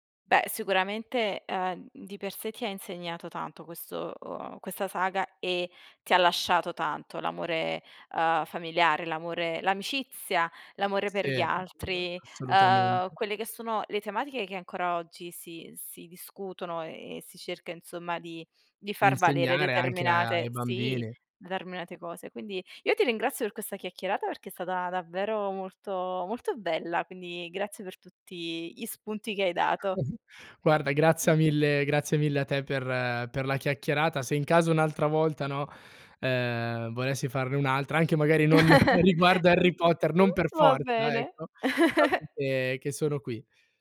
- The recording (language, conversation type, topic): Italian, podcast, Qual è il film che ti ha cambiato la vita?
- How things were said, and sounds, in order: background speech; other background noise; stressed: "molto"; chuckle; other noise; chuckle